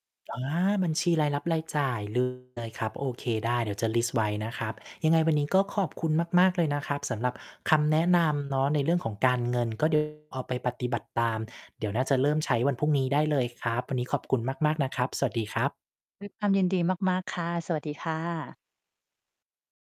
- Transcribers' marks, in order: distorted speech
- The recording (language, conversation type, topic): Thai, advice, คุณกังวลเรื่องการเงินและค่าใช้จ่ายที่เพิ่มขึ้นอย่างไรบ้าง?